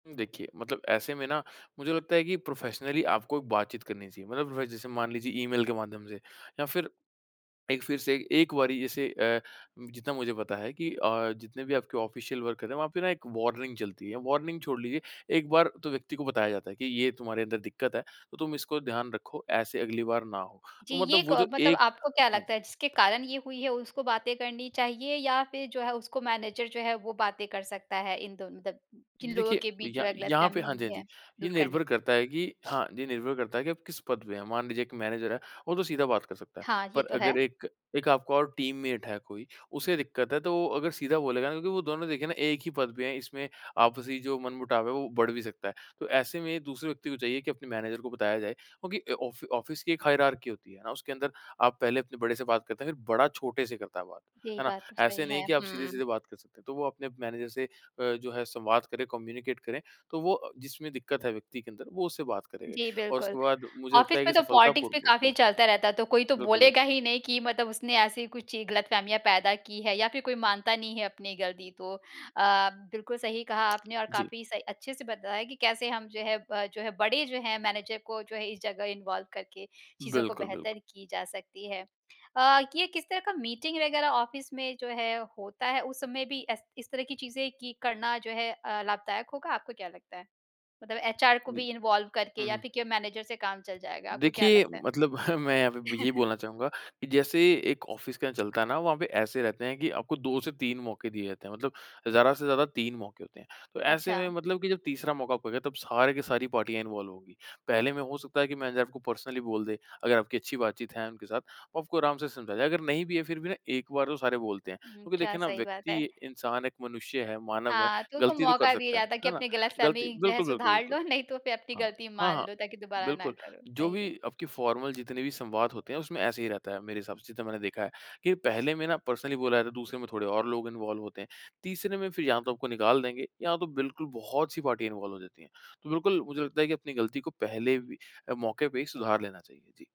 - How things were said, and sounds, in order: in English: "प्रोफ़ेशनली"; in English: "ऑफ़िशियल वर्क"; in English: "वार्निंग"; in English: "वार्निंग"; in English: "मैनेजर"; in English: "मैनेजर"; in English: "टीममेट"; in English: "मैनेजर"; in English: "ऑफ़ ऑफ़िस"; in English: "हायरार्की"; in English: "कम्यूनिकेट"; in English: "ऑफ़िस"; in English: "पॉलिटिक्स"; tapping; in English: "इन्वॉल्व"; in English: "ऑफिस"; in English: "इन्वॉल्व"; chuckle; in English: "ऑफ़िस"; in English: "इन्वॉल्व"; in English: "पर्सनली"; laughing while speaking: "नहीं तो"; in English: "फ़ॉर्मल"; in English: "पर्सनली"; in English: "इन्वॉल्व"; in English: "पार्टी इन्वॉल्व"
- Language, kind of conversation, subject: Hindi, podcast, ऑनलाइन संदेशों में गलतफहमी सुलझाने का तरीका